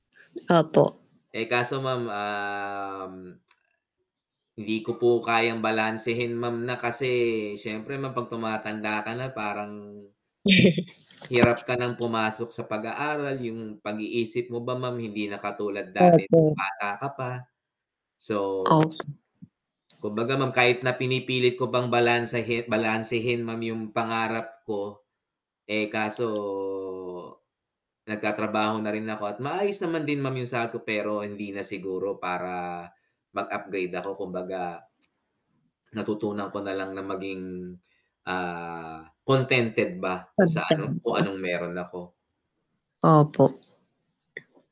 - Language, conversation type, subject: Filipino, unstructured, Paano mo sinusuportahan ang mga pangarap ng iyong kapareha?
- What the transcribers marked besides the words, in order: static; drawn out: "um"; mechanical hum; laughing while speaking: "Yes"; distorted speech; drawn out: "kaso"; tsk